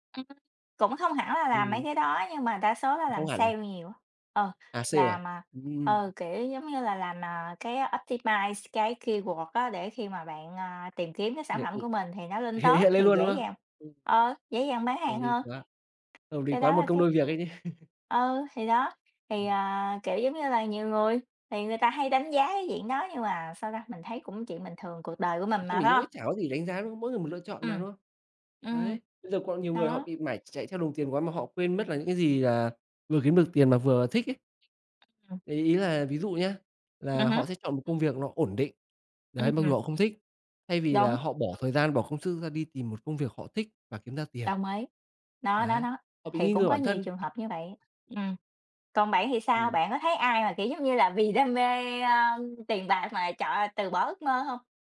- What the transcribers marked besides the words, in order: in English: "optimize"; in English: "keyword"; unintelligible speech; other background noise; tapping; laugh
- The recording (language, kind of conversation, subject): Vietnamese, unstructured, Bạn có từng cảm thấy ghê tởm khi ai đó từ bỏ ước mơ chỉ vì tiền không?